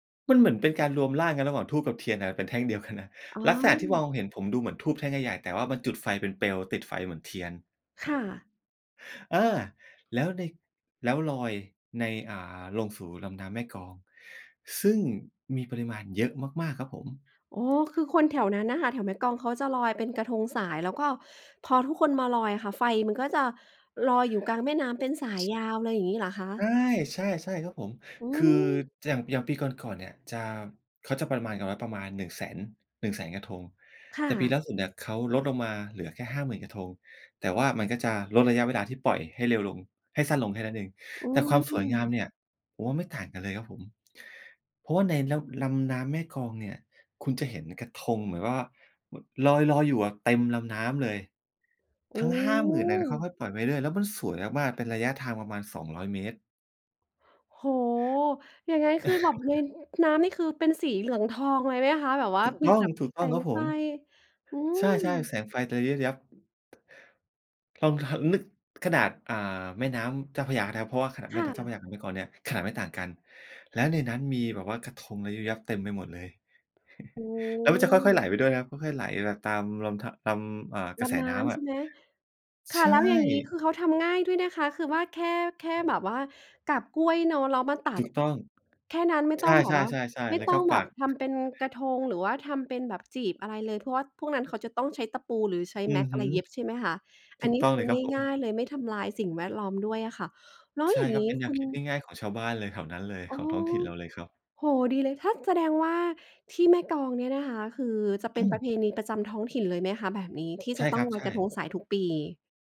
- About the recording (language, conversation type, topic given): Thai, podcast, เคยไปร่วมพิธีท้องถิ่นไหม และรู้สึกอย่างไรบ้าง?
- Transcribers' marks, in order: other background noise; tapping; laugh; chuckle